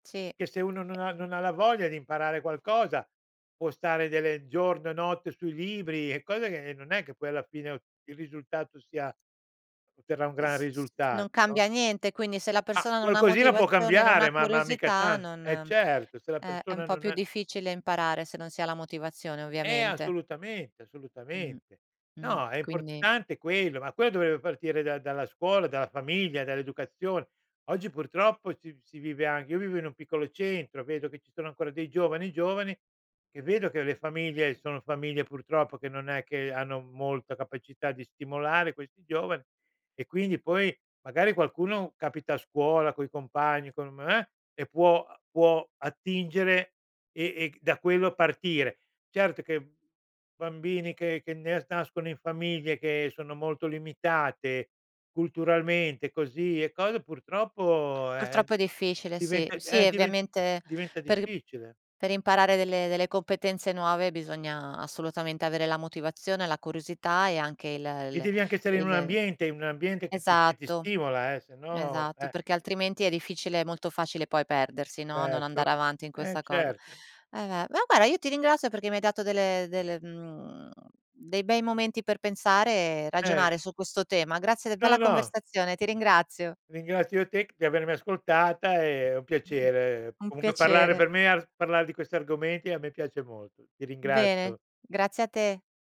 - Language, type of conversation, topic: Italian, podcast, Come hai imparato nuove competenze senza perderti per strada?
- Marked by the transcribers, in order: other background noise; tapping; laughing while speaking: "e"; "quello" said as "que"; "ovviamente" said as "viamente"; "guarda" said as "guara"; unintelligible speech; "ringrazio" said as "ringrazo"